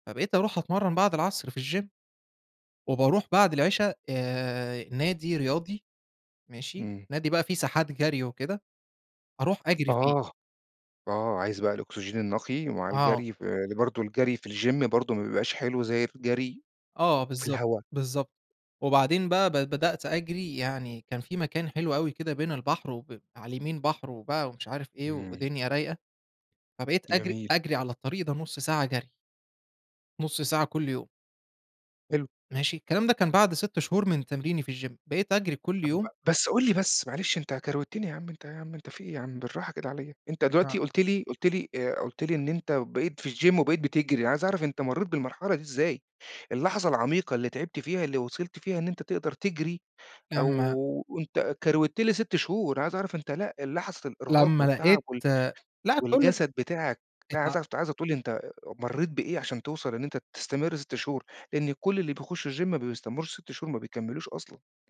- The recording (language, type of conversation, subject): Arabic, podcast, إيه هي اللحظة اللي غيّرت مجرى حياتك؟
- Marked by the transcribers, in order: in English: "الgym"; in English: "الgym"; in English: "الgym"; in English: "الgym"; in English: "الgym"